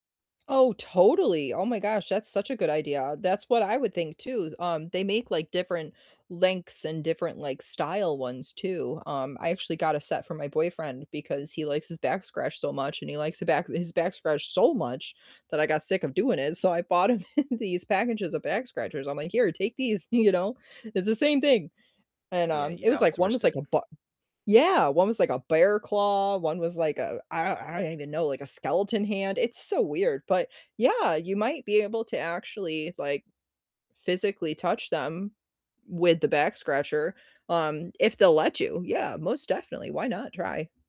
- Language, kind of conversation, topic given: English, unstructured, How have your experiences with pets shaped how you connect with family and close friends?
- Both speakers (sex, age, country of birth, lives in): female, 30-34, United States, United States; male, 40-44, United States, United States
- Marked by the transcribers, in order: stressed: "so"; chuckle; distorted speech; laughing while speaking: "you"